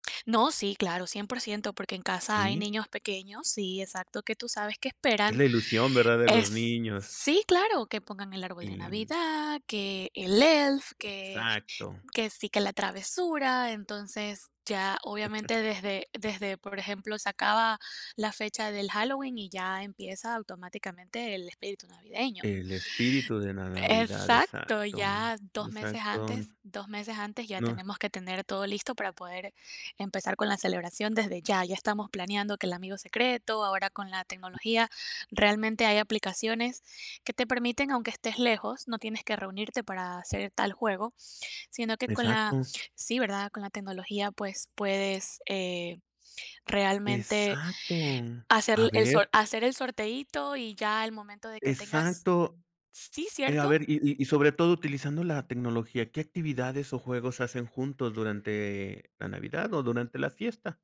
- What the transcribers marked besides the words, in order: chuckle; other noise
- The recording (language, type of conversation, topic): Spanish, podcast, ¿Cómo celebran las fiestas en tu familia?